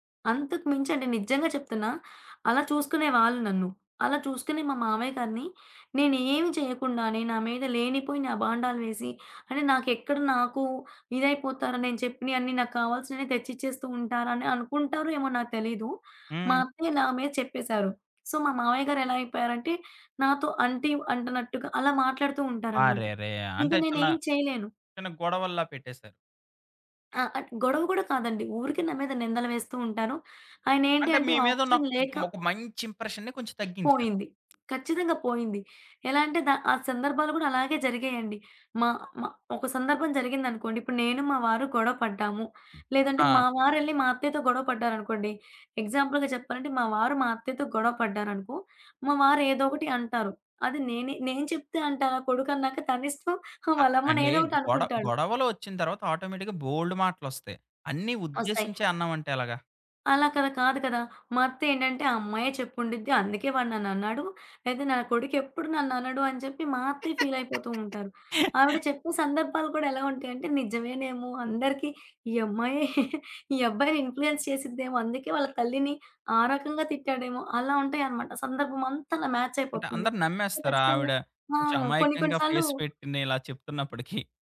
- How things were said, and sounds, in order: tapping; in English: "సో"; door; in English: "ఆప్షన్"; in English: "ఇంప్రెషన్‌ని"; other background noise; in English: "ఎగ్జాంపుల్‌గా"; giggle; in English: "ఆటోమేటిక్‌గా"; laugh; chuckle; in English: "ఇన్‌ఫ్లుయెన్స్"; in English: "సో"; in English: "ఫేస్"
- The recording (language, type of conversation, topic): Telugu, podcast, పొరపాట్ల నుంచి నేర్చుకోవడానికి మీరు తీసుకునే చిన్న అడుగులు ఏవి?